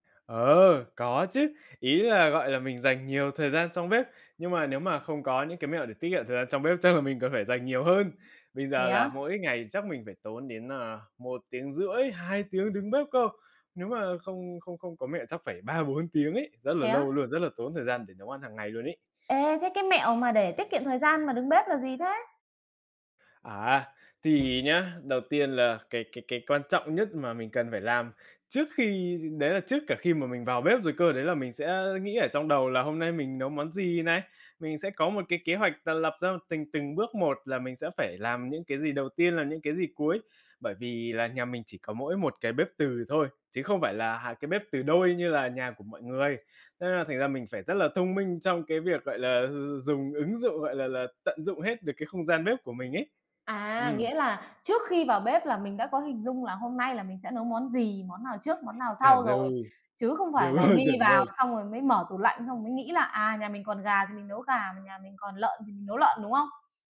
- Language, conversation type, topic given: Vietnamese, podcast, Bạn có những mẹo nào để tiết kiệm thời gian khi nấu nướng trong bếp không?
- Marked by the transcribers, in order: tapping; other background noise; laughing while speaking: "rồi"